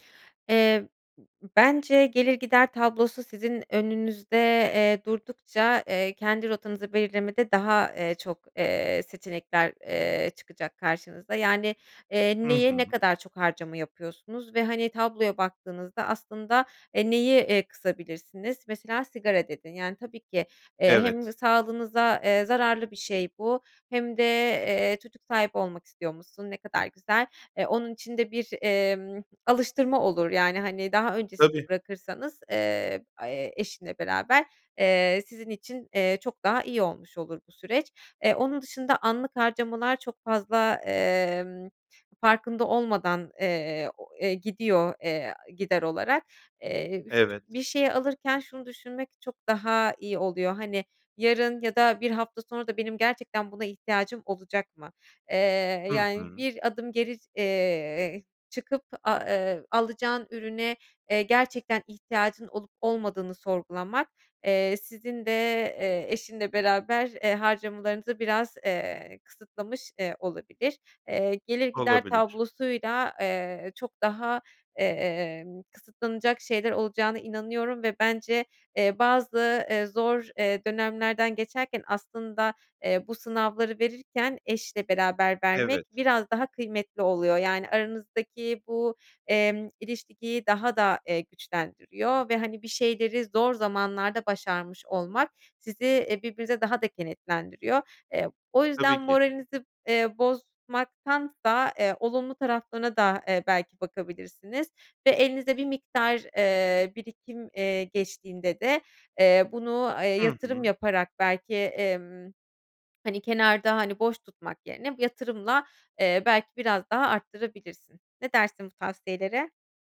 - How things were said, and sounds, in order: other background noise
- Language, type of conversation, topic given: Turkish, advice, Düzenli tasarruf alışkanlığını nasıl edinebilirim?